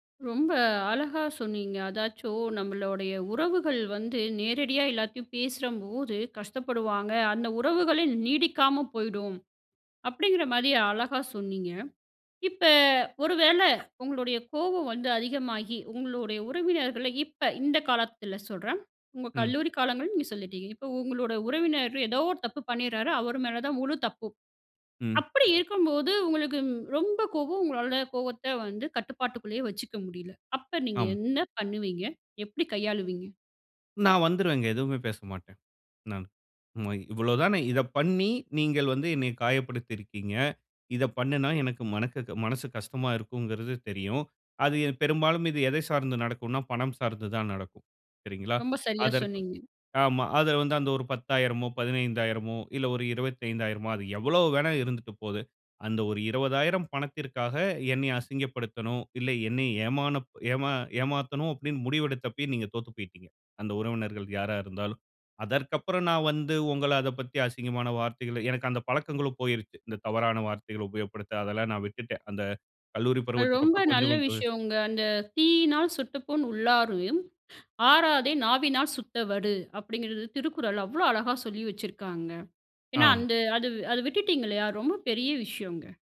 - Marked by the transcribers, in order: "பேசும்போது" said as "பேசுறம்போது"; other background noise; inhale
- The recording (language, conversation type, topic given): Tamil, podcast, வெளிப்படையாகப் பேசினால் உறவுகள் பாதிக்கப் போகும் என்ற அச்சம் உங்களுக்கு இருக்கிறதா?